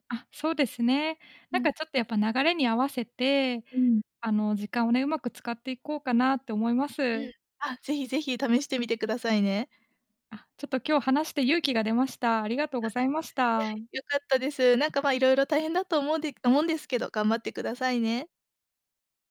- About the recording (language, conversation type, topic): Japanese, advice, 複数の目標があって優先順位をつけられず、混乱してしまうのはなぜですか？
- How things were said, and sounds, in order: other noise